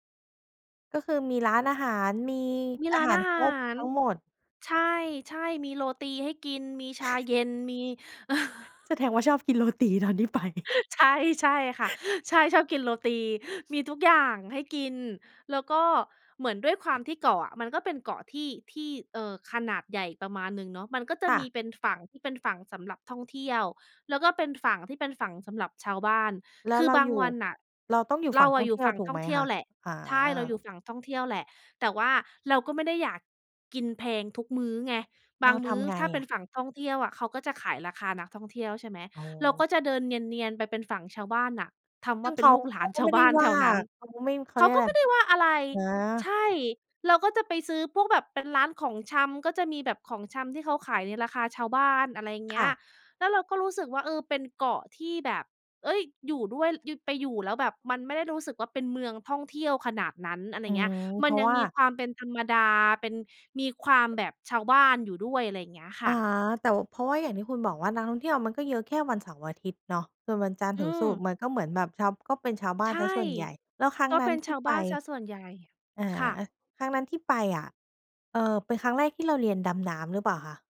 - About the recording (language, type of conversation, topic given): Thai, podcast, สถานที่ธรรมชาติแบบไหนที่ทำให้คุณรู้สึกผ่อนคลายที่สุด?
- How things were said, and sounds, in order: chuckle; laughing while speaking: "แสดงว่าชอบกินโรตีตอนที่ไป"; laughing while speaking: "ใช่"; other background noise; laughing while speaking: "หลาน"; tapping; "แต่" said as "แต่ว"